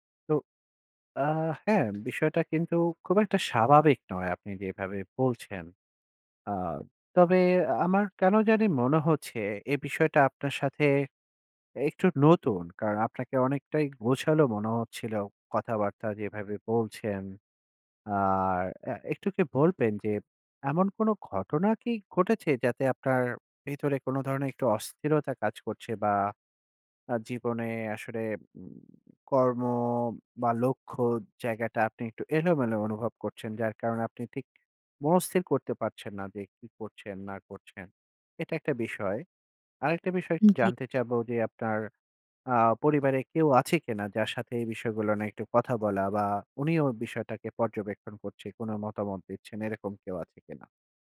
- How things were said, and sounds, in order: none
- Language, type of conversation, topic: Bengali, advice, ঘুমের অনিয়ম: রাতে জেগে থাকা, সকালে উঠতে না পারা